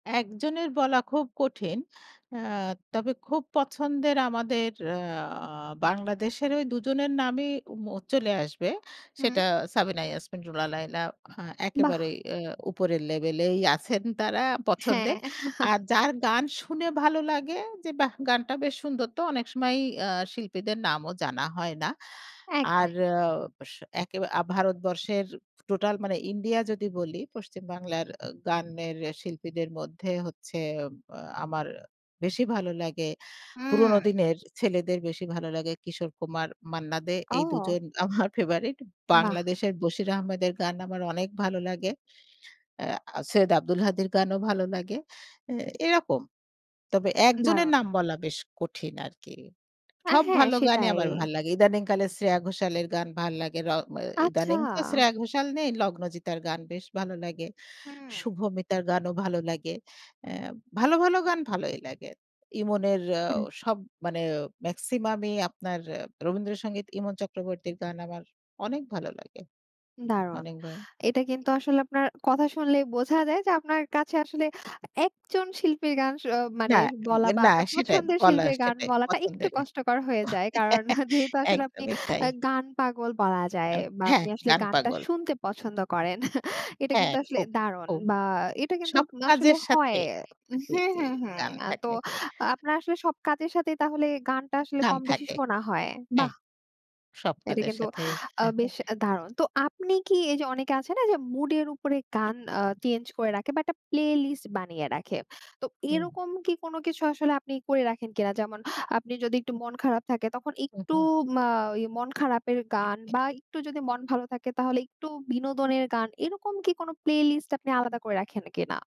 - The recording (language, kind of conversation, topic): Bengali, podcast, কোন গান শুনলে আপনার মন-মেজাজ বদলে যায়?
- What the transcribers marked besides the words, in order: chuckle; other background noise; bird; laughing while speaking: "আমার ফেবারেট"; chuckle; laughing while speaking: "কারণ যেহেতু"; laughing while speaking: "করেন এটা"; unintelligible speech